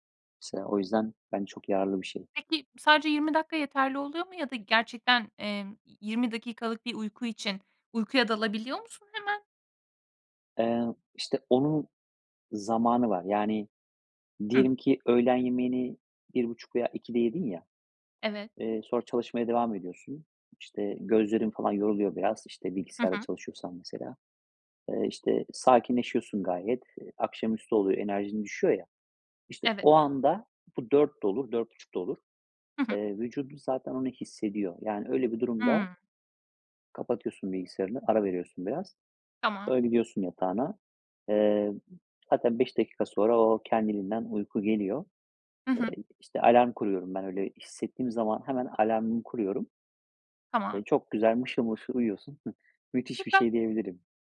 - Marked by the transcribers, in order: chuckle
- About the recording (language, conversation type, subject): Turkish, podcast, Uyku düzeninin zihinsel sağlığa etkileri nelerdir?
- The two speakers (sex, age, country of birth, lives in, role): female, 25-29, Turkey, Estonia, host; male, 35-39, Turkey, Spain, guest